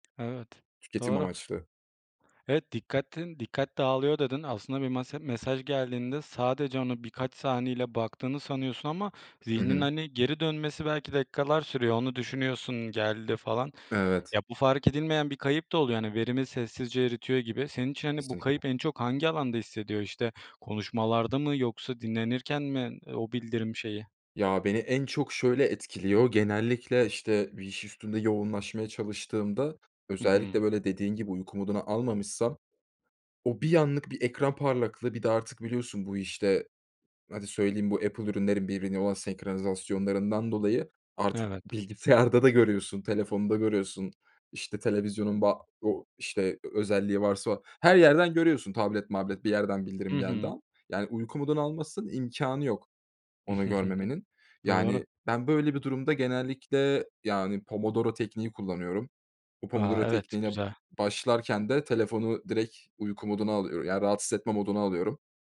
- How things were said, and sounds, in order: tapping; other background noise; laughing while speaking: "bilgisayarda"; chuckle
- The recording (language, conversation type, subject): Turkish, podcast, Telefon ve sosyal medya odaklanmanı nasıl etkiliyor?